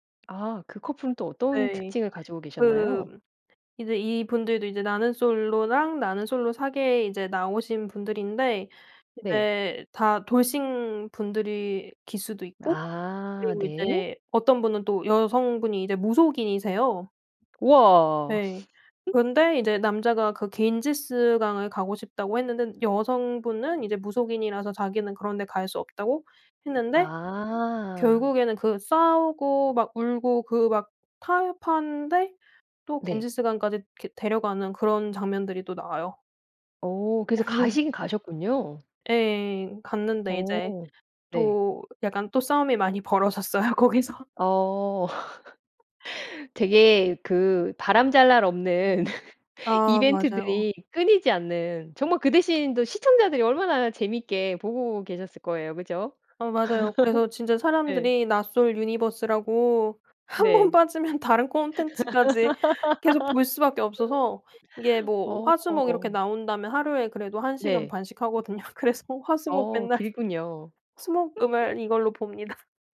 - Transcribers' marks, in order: other background noise; laugh; laugh; laughing while speaking: "벌어졌어요 거기서"; laugh; laugh; laugh; laughing while speaking: "한 번 빠지면"; laugh; laughing while speaking: "하거든요"; laughing while speaking: "맨날"; laugh; laughing while speaking: "봅니다"
- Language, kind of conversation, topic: Korean, podcast, 누군가에게 추천하고 싶은 도피용 콘텐츠는?